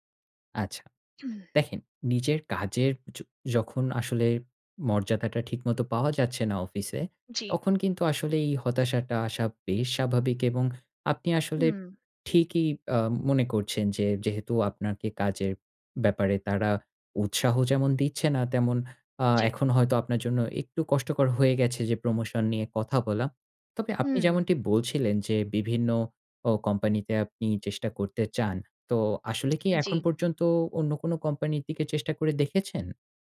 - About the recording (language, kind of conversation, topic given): Bengali, advice, একই সময়ে অনেক লক্ষ্য থাকলে কোনটিকে আগে অগ্রাধিকার দেব তা কীভাবে বুঝব?
- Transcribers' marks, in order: none